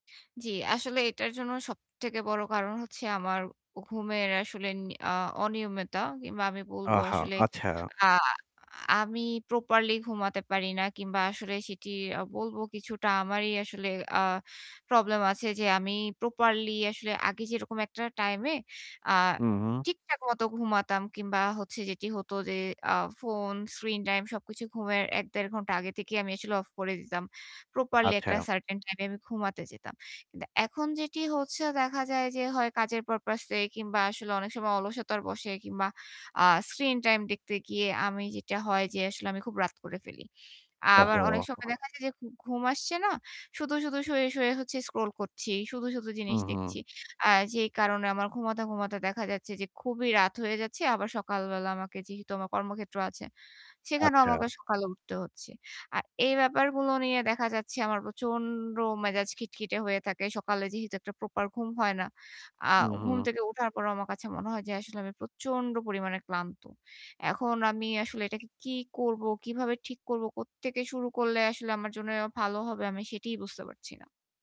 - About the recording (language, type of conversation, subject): Bengali, advice, আমি কেন ঘুমের নিয়মিত রুটিন গড়ে তুলতে পারছি না?
- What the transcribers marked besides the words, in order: static; in English: "সার্টেন"; in English: "পারপোজ"; unintelligible speech; tapping